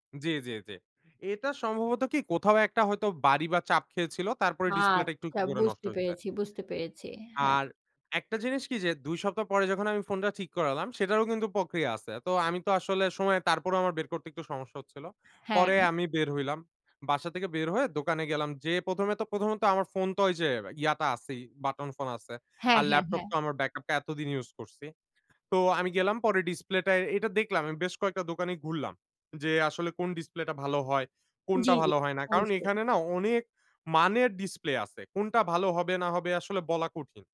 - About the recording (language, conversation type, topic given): Bengali, podcast, স্মার্টফোন নষ্ট হলে কীভাবে পথ খুঁজে নেন?
- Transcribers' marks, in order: "করে" said as "গরে"; "প্রক্রিয়া" said as "পক্রিয়া"